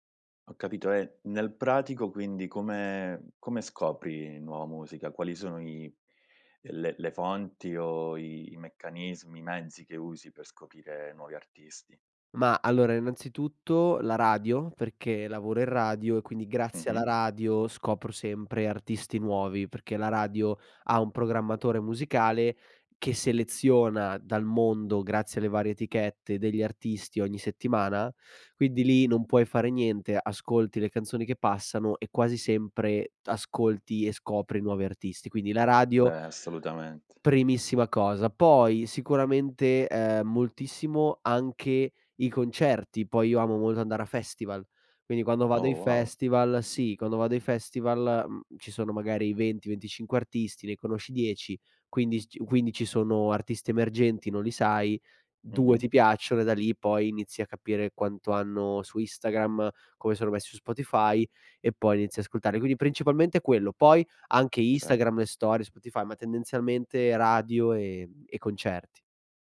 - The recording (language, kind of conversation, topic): Italian, podcast, Come scopri di solito nuova musica?
- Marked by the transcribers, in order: "molto" said as "moldo"